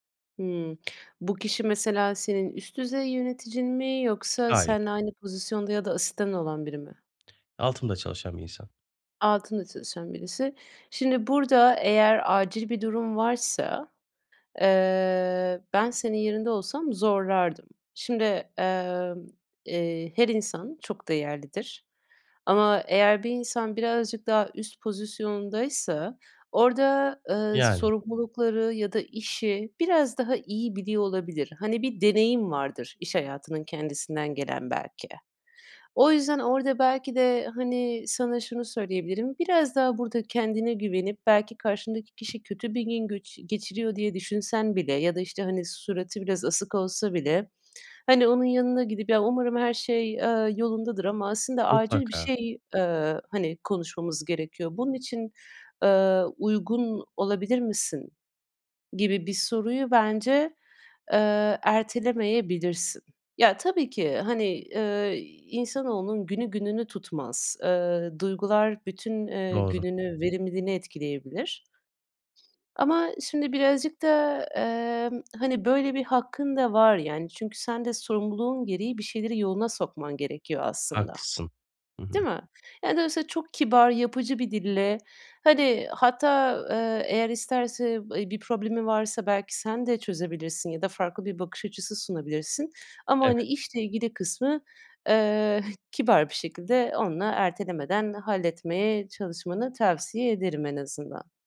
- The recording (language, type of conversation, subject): Turkish, advice, Zaman yönetiminde önceliklendirmekte zorlanıyorum; benzer işleri gruplayarak daha verimli olabilir miyim?
- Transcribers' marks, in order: other background noise